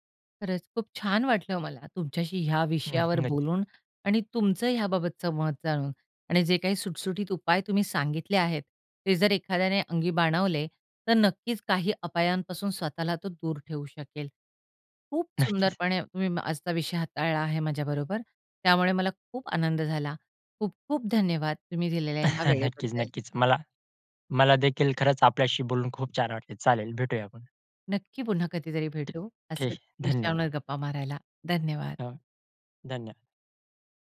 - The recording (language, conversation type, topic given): Marathi, podcast, सोशल मीडियाने तुमच्या दैनंदिन आयुष्यात कोणते बदल घडवले आहेत?
- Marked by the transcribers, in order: chuckle; chuckle